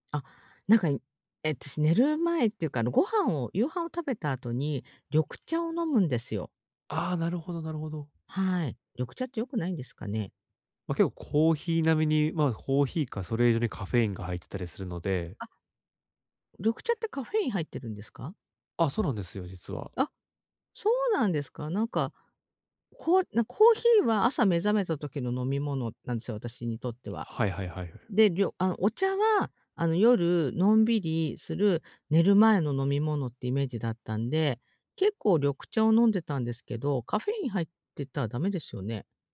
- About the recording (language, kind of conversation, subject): Japanese, advice, 睡眠の質を高めて朝にもっと元気に起きるには、どんな習慣を見直せばいいですか？
- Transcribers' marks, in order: none